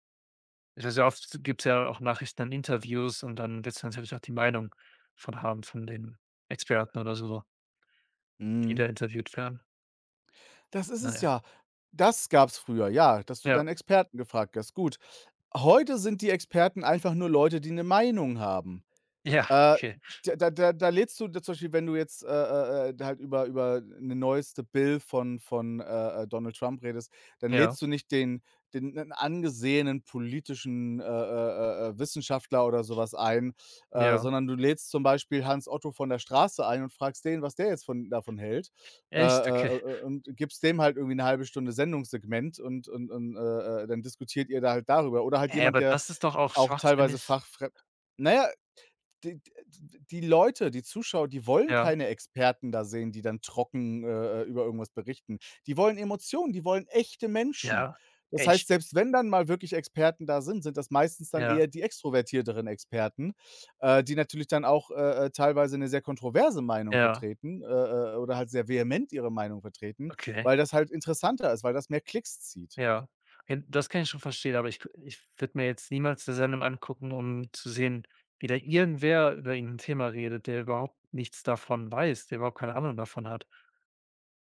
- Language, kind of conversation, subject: German, unstructured, Wie beeinflussen soziale Medien unsere Wahrnehmung von Nachrichten?
- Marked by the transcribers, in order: tapping; laughing while speaking: "Ja"; other background noise; laughing while speaking: "Okay"